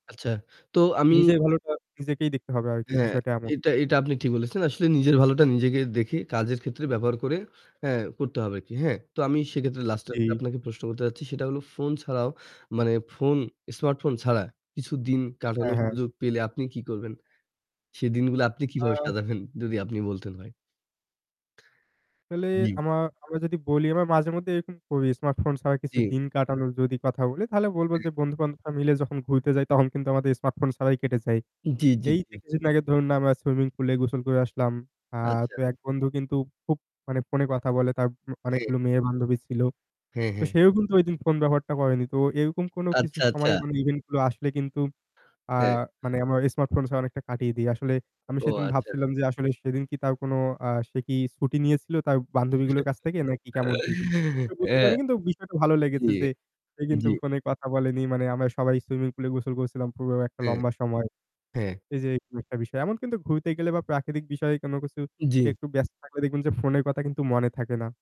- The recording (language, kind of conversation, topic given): Bengali, unstructured, স্মার্টফোন ছাড়া জীবন কেমন কাটবে বলে আপনি মনে করেন?
- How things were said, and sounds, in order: static; distorted speech; laughing while speaking: "সে দিনগুলো আপনি কিভাবে সাজাবেন যদি আপনি বলতেন ভাই"; unintelligible speech; chuckle; laughing while speaking: "হ্যাঁ, জি, জি"